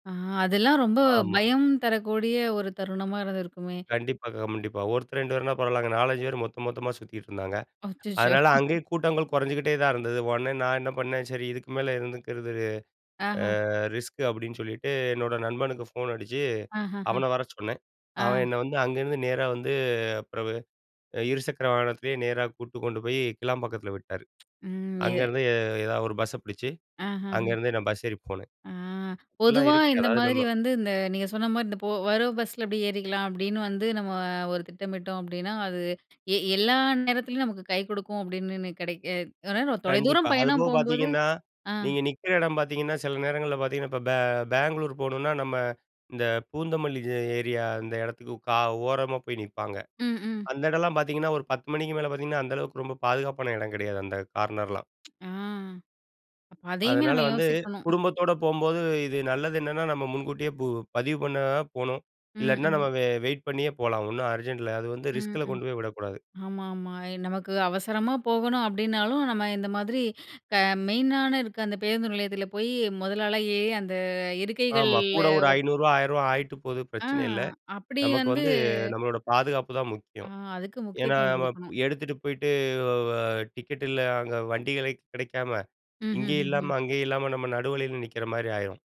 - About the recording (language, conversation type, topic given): Tamil, podcast, அடுத்த பேருந்து அல்லது ரயில் கிடைக்காமல் இரவு கழித்த அனுபவம் உண்டா?
- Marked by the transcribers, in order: snort; other noise